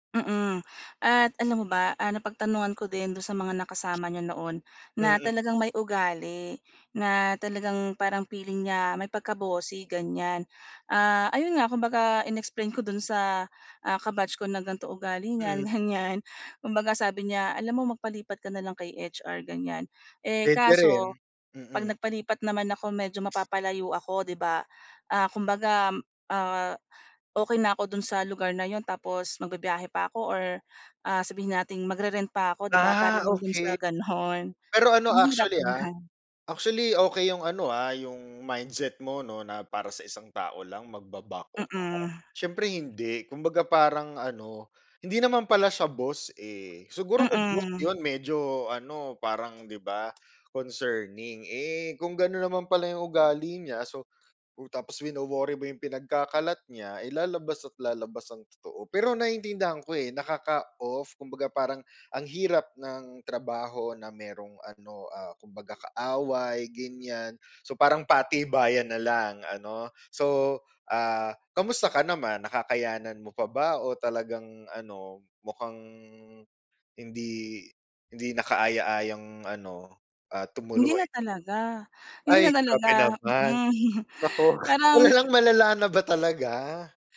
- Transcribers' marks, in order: laughing while speaking: "ganyan"; other background noise; drawn out: "mukhang"; tapping; chuckle
- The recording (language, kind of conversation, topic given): Filipino, advice, Paano ako magtatakda ng propesyonal na hangganan sa opisina?
- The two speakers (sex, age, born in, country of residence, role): female, 40-44, Philippines, Philippines, user; male, 35-39, Philippines, Philippines, advisor